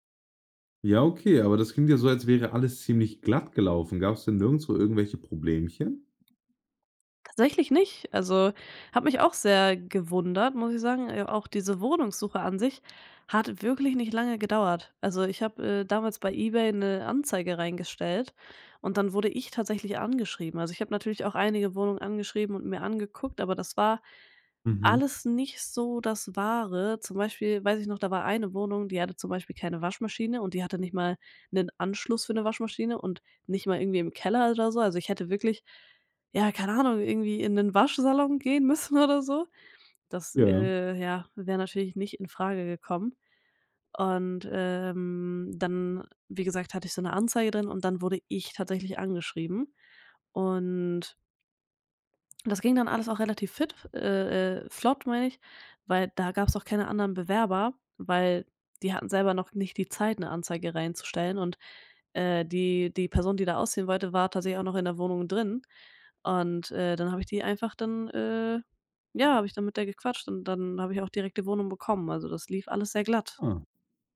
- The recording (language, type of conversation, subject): German, podcast, Wann hast du zum ersten Mal alleine gewohnt und wie war das?
- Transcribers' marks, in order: tapping; other background noise